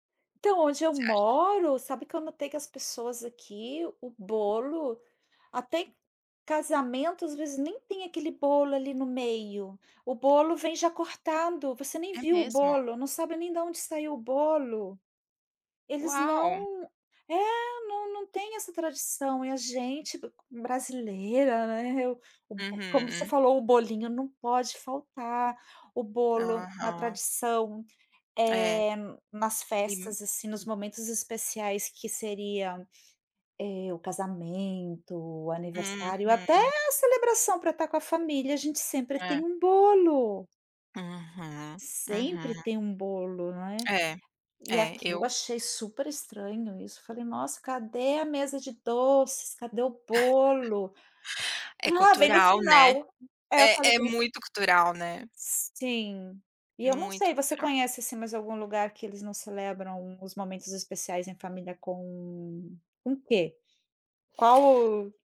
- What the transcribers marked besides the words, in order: tapping; laugh; unintelligible speech
- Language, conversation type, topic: Portuguese, unstructured, Como você gosta de celebrar momentos especiais com sua família?